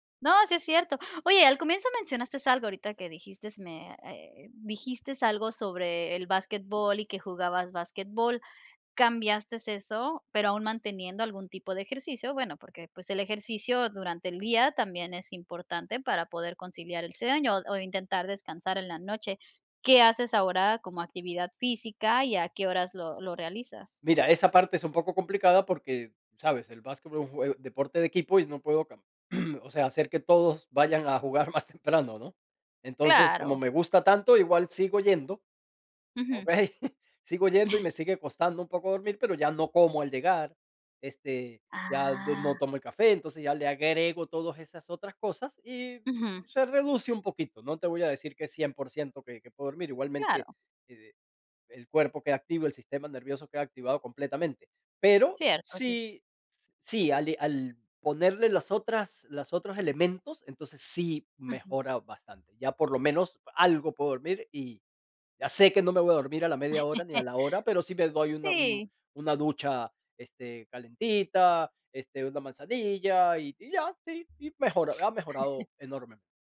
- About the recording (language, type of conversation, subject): Spanish, podcast, ¿Qué trucos tienes para dormir mejor?
- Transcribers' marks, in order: "mencionaste" said as "mencionastes"; "dijiste" said as "dijistes"; "dijiste" said as "dijistes"; "Cambiaste" said as "cambiastes"; throat clearing; chuckle; laughing while speaking: "¿okey?"; chuckle; chuckle; chuckle